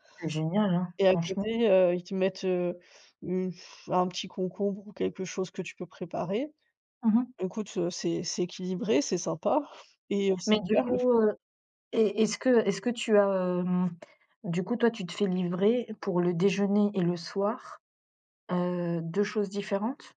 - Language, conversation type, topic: French, unstructured, En quoi les applications de livraison ont-elles changé votre façon de manger ?
- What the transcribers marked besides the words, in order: none